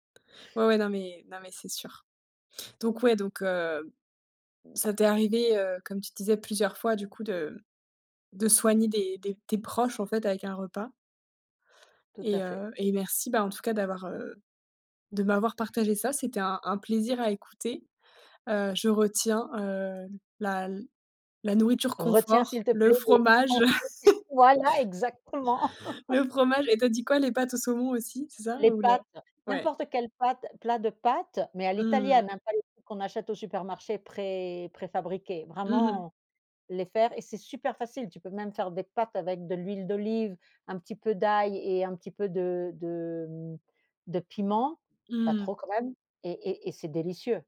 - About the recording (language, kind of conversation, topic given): French, podcast, Peux-tu raconter une fois où tu as pris soin de quelqu’un en lui préparant un repas ?
- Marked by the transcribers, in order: chuckle